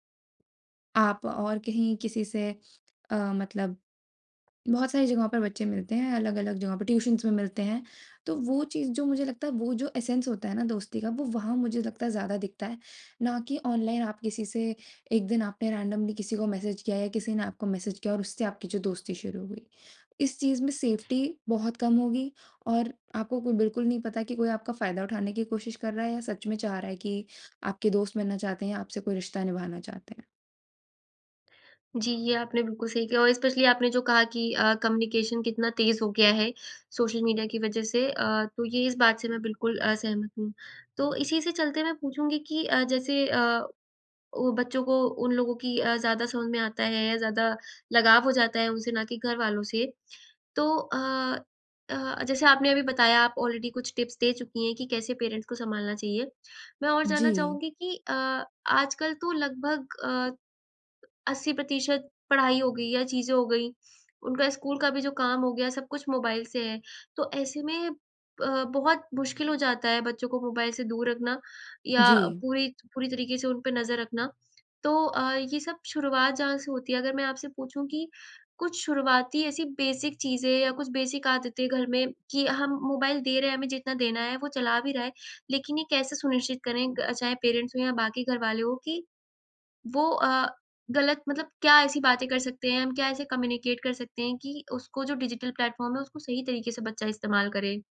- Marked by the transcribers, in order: in English: "एसेंस"; in English: "रैंडमली"; in English: "सेफ्टी"; in English: "एस्पेशली"; in English: "कम्युनिकेशन"; in English: "ऑलरेडी"; in English: "टिप्स"; in English: "पेरेंट्स"; in English: "बेसिक"; in English: "बेसिक"; in English: "पेरेंट्स"; in English: "कम्युनिकेट"; in English: "डिजिटल प्लेटफॉर्म"
- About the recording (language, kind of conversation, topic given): Hindi, podcast, आज के बच्चे तकनीक के ज़रिए रिश्तों को कैसे देखते हैं, और आपका क्या अनुभव है?